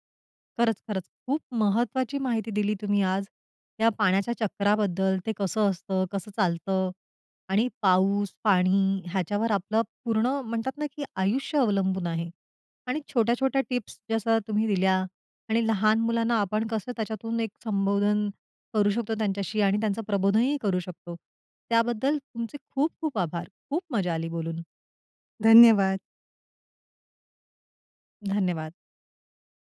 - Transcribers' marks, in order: none
- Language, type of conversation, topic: Marathi, podcast, पाण्याचे चक्र सोप्या शब्दांत कसे समजावून सांगाल?
- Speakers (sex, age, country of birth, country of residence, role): female, 35-39, India, India, guest; female, 40-44, India, India, host